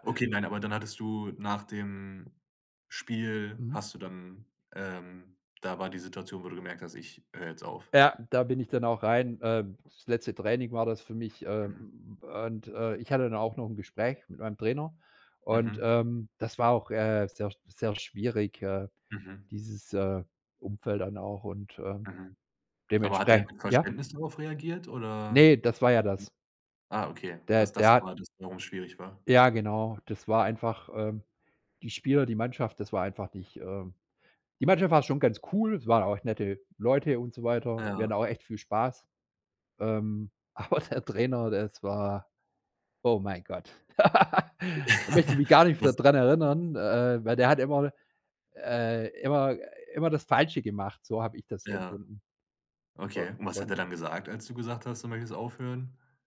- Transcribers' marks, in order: other noise; laughing while speaking: "aber"; laugh
- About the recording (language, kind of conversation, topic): German, podcast, Wie findest du Motivation für ein Hobby, das du vernachlässigt hast?